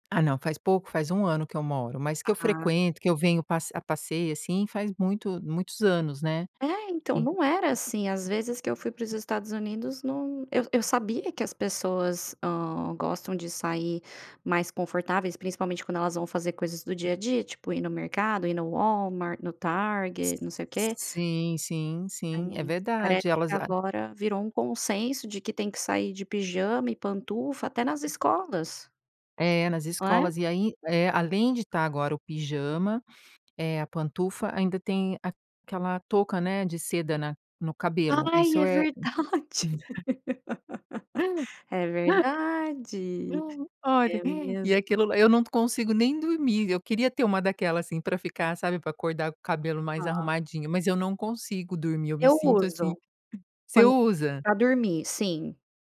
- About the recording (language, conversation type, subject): Portuguese, podcast, Como você descreveria seu estilo pessoal?
- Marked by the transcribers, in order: chuckle; laugh; chuckle